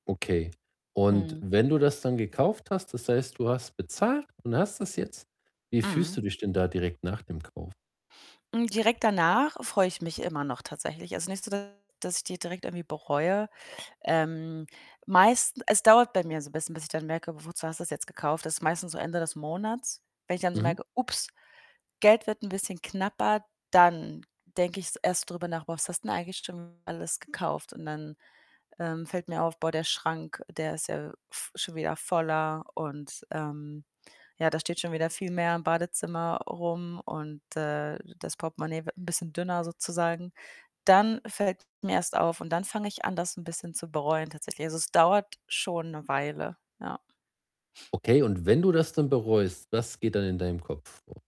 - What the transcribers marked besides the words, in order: other background noise; tapping; distorted speech; static; stressed: "Dann"; unintelligible speech
- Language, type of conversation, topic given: German, advice, Warum fühle ich mich beim Einkaufen oft überfordert und habe Schwierigkeiten, Kaufentscheidungen zu treffen?